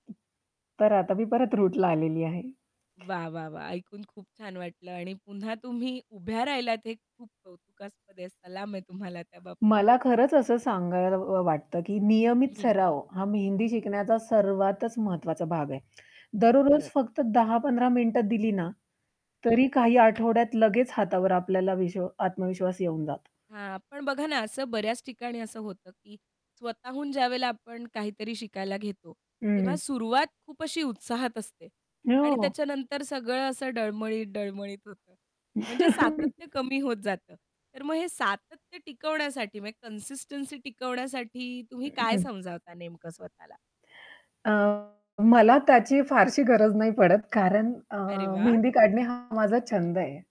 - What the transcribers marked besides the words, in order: static; other background noise; tapping; distorted speech; chuckle; mechanical hum
- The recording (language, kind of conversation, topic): Marathi, podcast, स्वतःहून शिकायला सुरुवात कशी करावी?